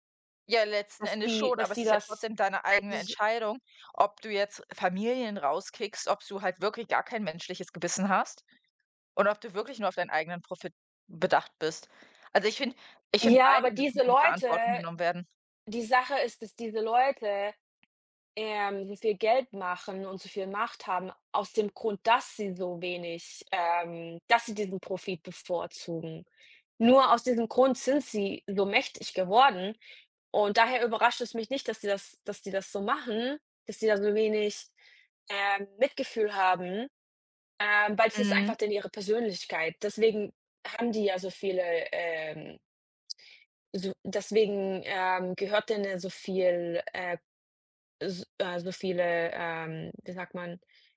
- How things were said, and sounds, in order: other background noise; stressed: "dass"
- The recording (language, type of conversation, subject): German, unstructured, Was denkst du über soziale Ungerechtigkeit in unserer Gesellschaft?